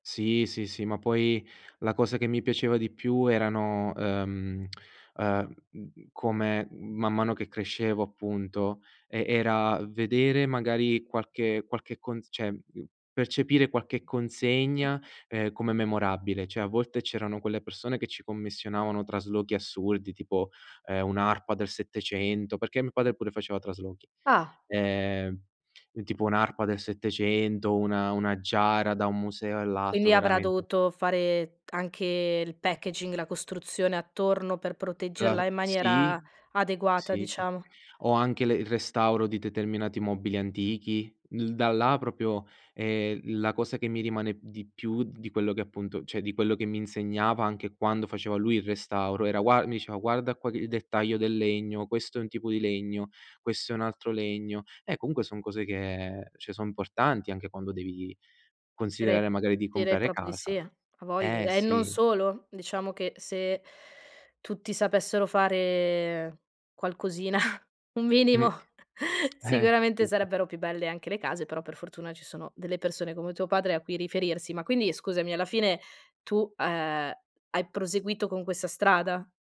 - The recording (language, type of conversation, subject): Italian, podcast, Puoi descrivere un luogo che ti ha insegnato qualcosa di importante?
- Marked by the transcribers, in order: "cioè" said as "ceh"; unintelligible speech; "assurdi" said as "assuldi"; in English: "packaging"; other background noise; "proprio" said as "propio"; "importanti" said as "mportanti"; "proprio" said as "propio"; chuckle; laughing while speaking: "un minimo"; chuckle; laughing while speaking: "Eh"